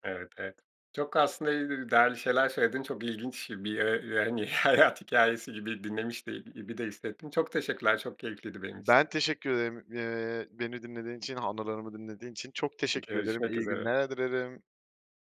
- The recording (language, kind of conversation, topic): Turkish, podcast, Vücudunun sınırlarını nasıl belirlersin ve ne zaman “yeter” demen gerektiğini nasıl öğrenirsin?
- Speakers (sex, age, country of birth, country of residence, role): male, 30-34, Turkey, Poland, guest; male, 40-44, Turkey, Portugal, host
- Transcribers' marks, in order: unintelligible speech; laughing while speaking: "hayat"; other background noise